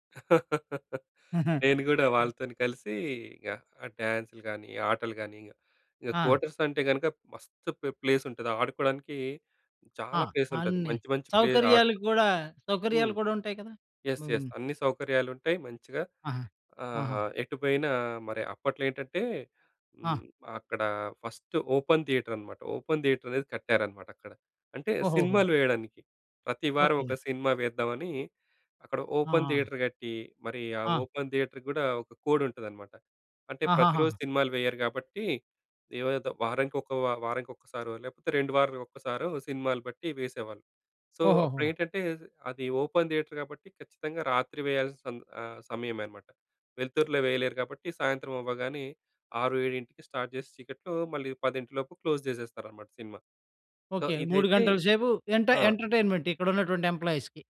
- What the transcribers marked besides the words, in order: laugh; chuckle; in English: "కోటర్స్"; in English: "ప్లేస్"; in English: "ప్లేస్"; in English: "ప్లే"; in English: "యస్! యస్!"; in English: "ఫస్ట్ ఓపెన్ థియేటర్"; in English: "ఓపెన్ థియేటర్"; in English: "ఓపెన్ థియేటర్"; in English: "ఓపెన్ థియేటర్‌కి"; in English: "కోడ్"; in English: "సో"; in English: "ఓపెన్ థియేటర్"; in English: "స్టార్ట్"; in English: "క్లోజ్"; in English: "సో"; in English: "ఎంటర్టైన్మెంట్"; in English: "ఎంప్లాయిస్‌కి"
- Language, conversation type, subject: Telugu, podcast, కొత్త చోటుకు వెళ్లినప్పుడు మీరు కొత్త స్నేహితులను ఎలా చేసుకుంటారు?